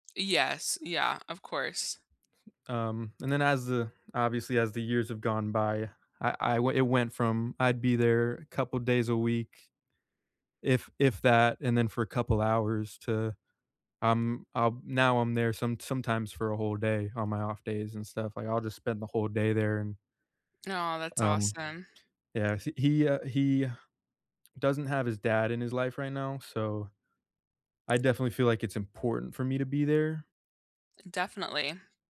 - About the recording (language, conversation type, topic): English, unstructured, What small moment brightened your week the most, and why did it feel meaningful to you?
- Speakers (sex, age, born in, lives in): female, 20-24, United States, United States; male, 25-29, United States, United States
- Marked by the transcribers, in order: tapping; other background noise